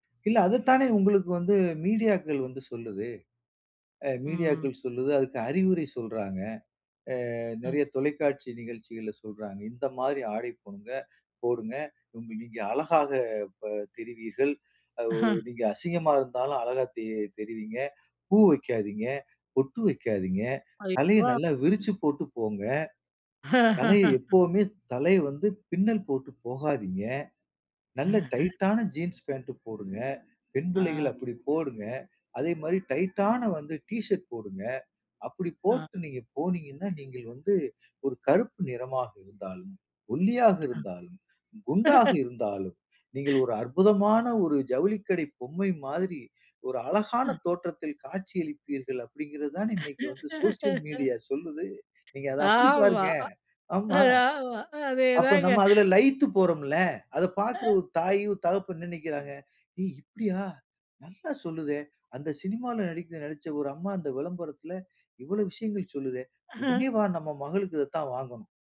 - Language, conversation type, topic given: Tamil, podcast, உங்கள் உடை மூலம் எந்த செய்தியைச் சொல்ல நினைக்கிறீர்கள்?
- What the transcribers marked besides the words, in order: tapping; laugh; unintelligible speech; laugh; other background noise; unintelligible speech; laugh; other noise; laugh; unintelligible speech; unintelligible speech; put-on voice: "ஏய்! இப்பிடியா! நல்லா சொல்லுதே! அந்த … இத தான் வாங்கணும்"